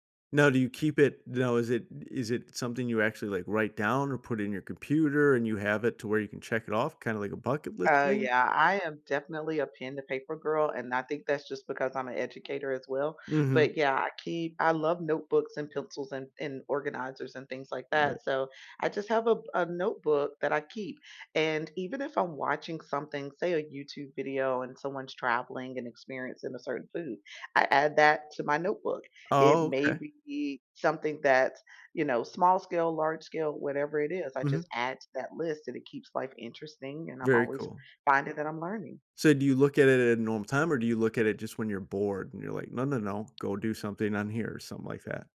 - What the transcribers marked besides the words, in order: other background noise; tapping
- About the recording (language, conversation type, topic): English, unstructured, How can I stay open to changing my beliefs with new information?
- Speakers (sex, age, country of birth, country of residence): female, 50-54, United States, United States; male, 40-44, United States, United States